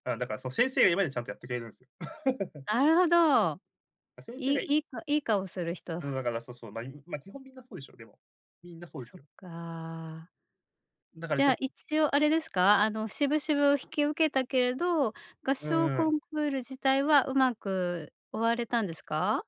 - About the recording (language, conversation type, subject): Japanese, podcast, 学校生活で最も影響を受けた出来事は何ですか？
- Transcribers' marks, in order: laugh